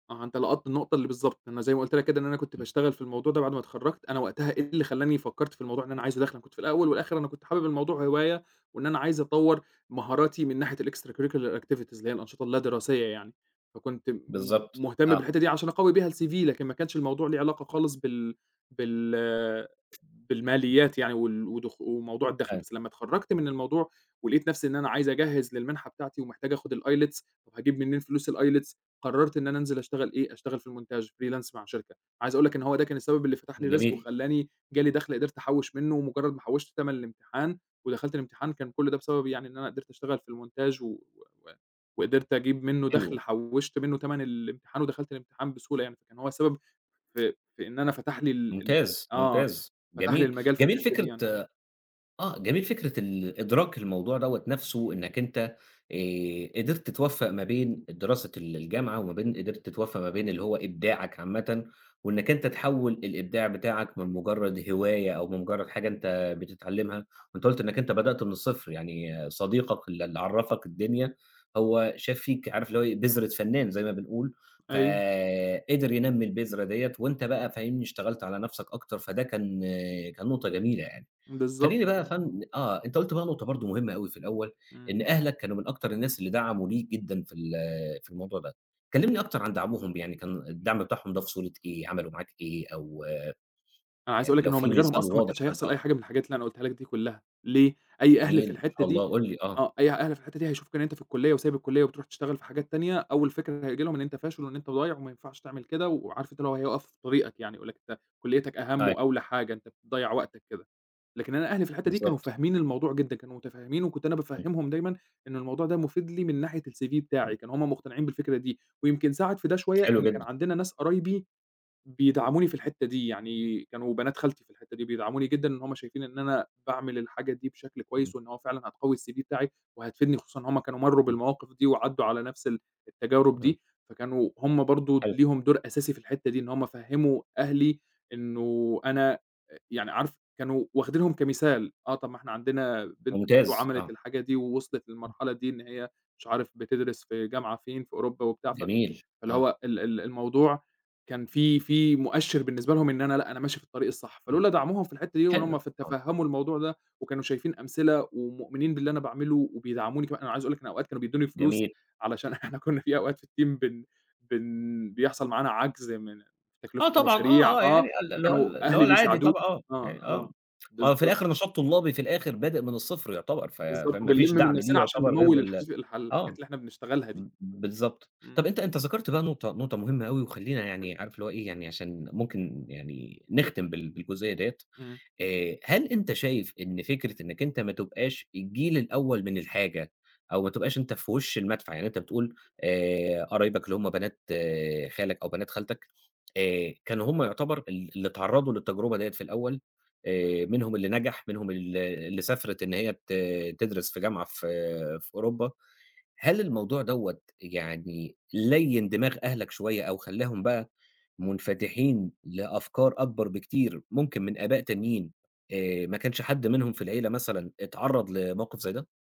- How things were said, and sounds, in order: in English: "الextracurricular activities"; in English: "الCV"; other background noise; unintelligible speech; in English: "freelance"; in English: "الCV"; in English: "الCV"; tapping; laughing while speaking: "إحنا كنا"; in English: "الteam"
- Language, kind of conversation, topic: Arabic, podcast, إيه دور أصحابك وعيلتك في دعم إبداعك؟